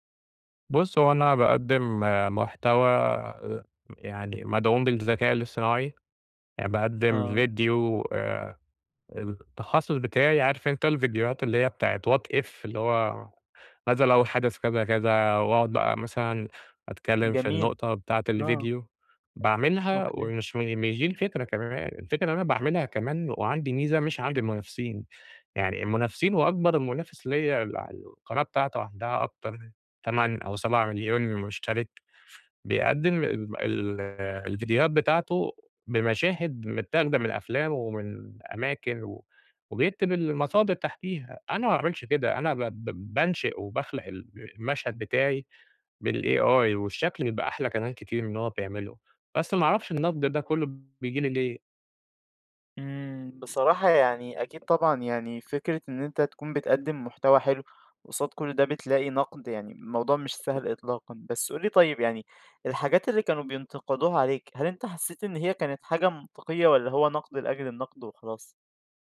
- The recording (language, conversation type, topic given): Arabic, advice, إزاي الرفض أو النقد اللي بيتكرر خلاّك تبطل تنشر أو تعرض حاجتك؟
- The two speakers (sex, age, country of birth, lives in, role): male, 20-24, Egypt, Egypt, advisor; male, 30-34, Egypt, Egypt, user
- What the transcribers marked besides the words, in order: in English: "what if؟"; tapping; in English: "بالAI"